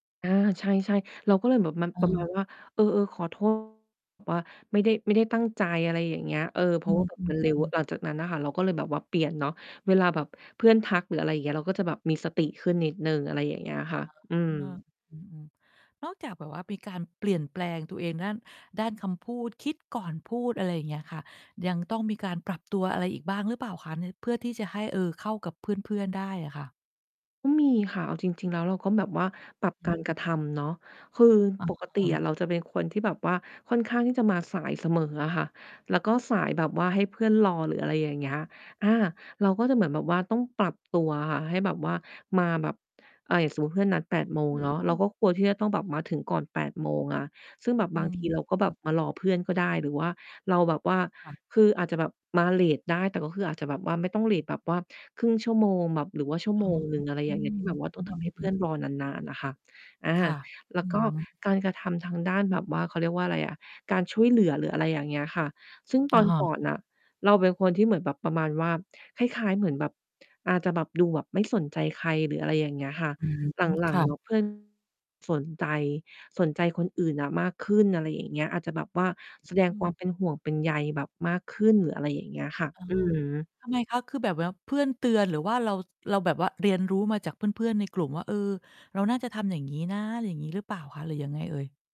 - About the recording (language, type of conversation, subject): Thai, podcast, คุณเคยเปลี่ยนตัวเองเพื่อให้เข้ากับคนอื่นไหม?
- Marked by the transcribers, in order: mechanical hum; static; distorted speech; other background noise; "บว่า" said as "แว๊บ"; stressed: "นะ"